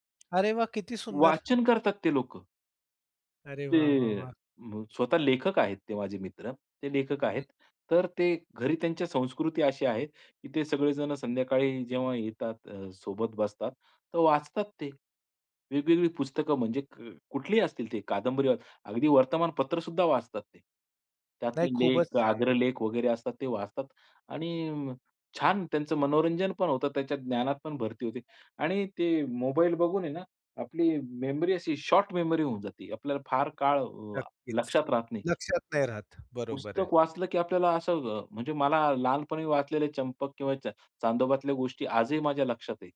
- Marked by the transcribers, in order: tapping; in English: "शॉर्ट मेमरी"
- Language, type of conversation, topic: Marathi, podcast, कोणती पुस्तकं किंवा गाणी आयुष्यभर आठवतात?